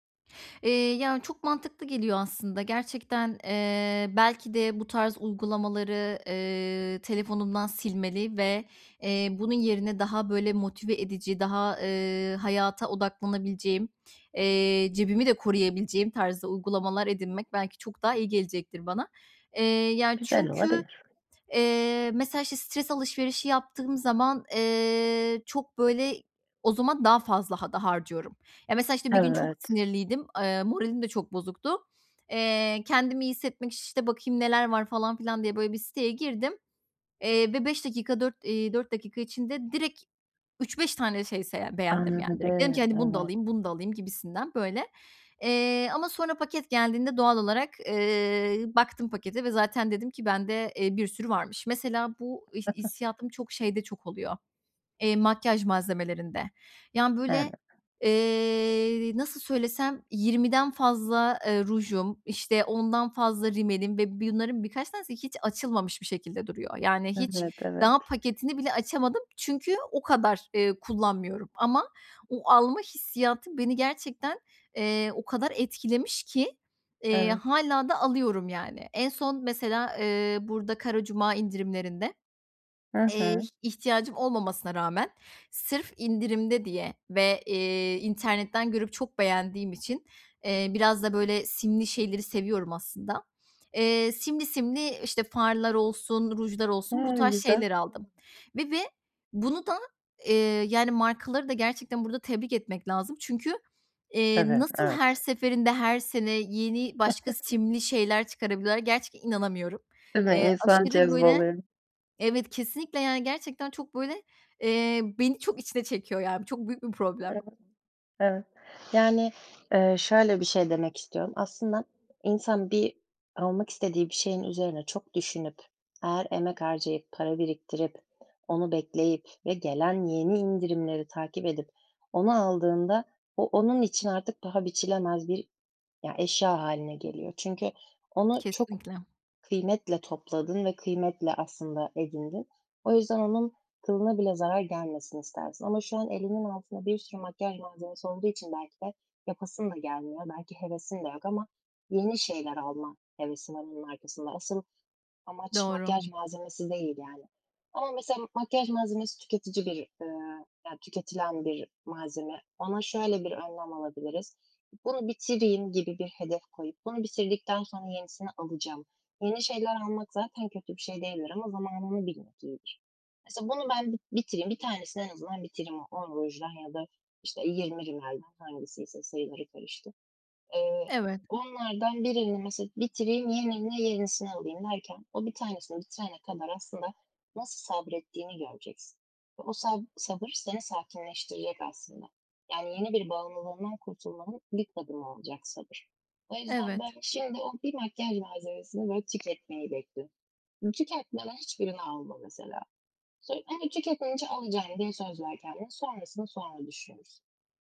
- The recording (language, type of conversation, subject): Turkish, advice, Anlık satın alma dürtülerimi nasıl daha iyi kontrol edip tasarruf edebilirim?
- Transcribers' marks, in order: tapping; other background noise; chuckle; "bunların" said as "büyunların"; chuckle; unintelligible speech; "yerine" said as "yenine"; unintelligible speech